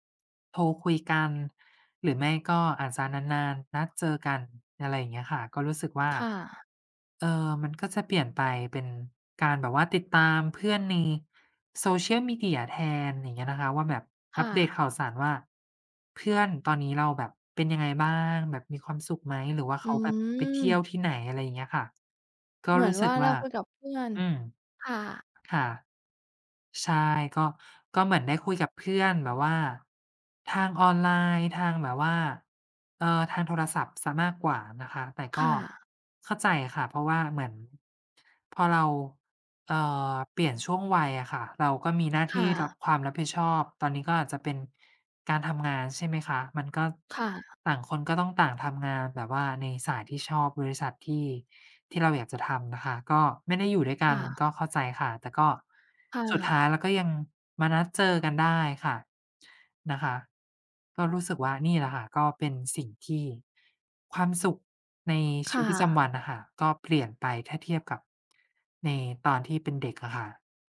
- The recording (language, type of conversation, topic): Thai, unstructured, คุณมีวิธีอย่างไรในการรักษาความสุขในชีวิตประจำวัน?
- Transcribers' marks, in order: none